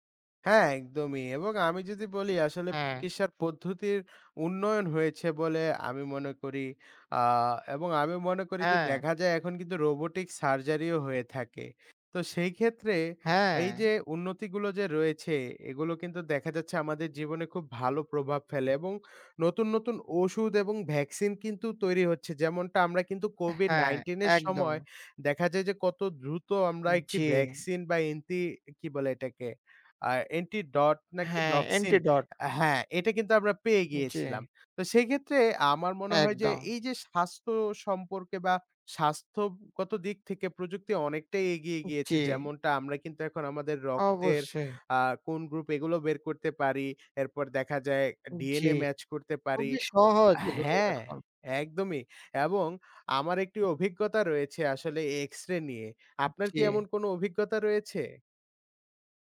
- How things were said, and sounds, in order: none
- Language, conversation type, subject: Bengali, unstructured, বিজ্ঞান আমাদের স্বাস্থ্যের উন্নতিতে কীভাবে সাহায্য করে?